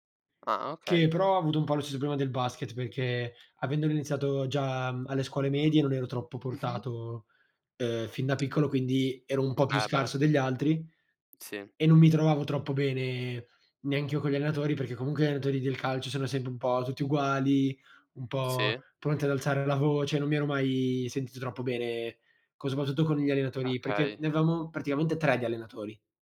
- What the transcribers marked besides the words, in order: tapping; other background noise
- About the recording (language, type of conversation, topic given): Italian, unstructured, Quali sport ti piacciono di più e perché?